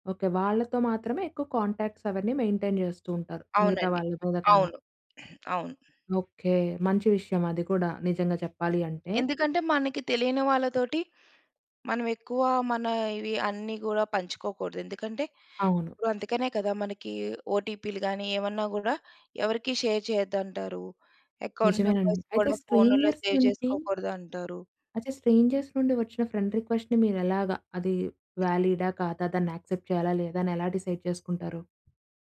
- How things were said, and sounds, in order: in English: "కాంటాక్ట్స్"; in English: "మెయింటైన్"; throat clearing; other noise; in English: "షేర్"; in English: "ఎకౌంట్ నంబర్స్"; in English: "స్ట్రేంజర్స్"; in English: "సేవ్"; in English: "స్ట్రేంజర్స్"; in English: "ఫ్రెండ్ రిక్వెస్ట్‌ని"; tapping; in English: "యాక్సెప్ట్"; in English: "డిసైడ్"
- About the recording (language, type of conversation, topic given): Telugu, podcast, ఆన్‌లైన్‌లో మీరు మీ వ్యక్తిగత సమాచారాన్ని ఎంతవరకు పంచుకుంటారు?